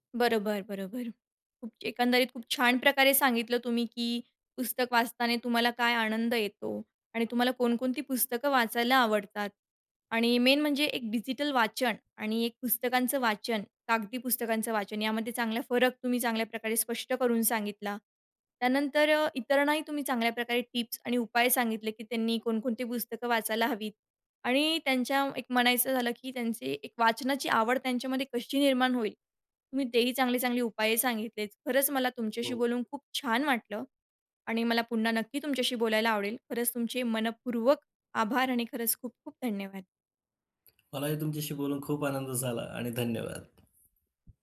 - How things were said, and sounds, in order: unintelligible speech; in English: "मेन"; tongue click; other background noise
- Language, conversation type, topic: Marathi, podcast, पुस्तकं वाचताना तुला काय आनंद येतो?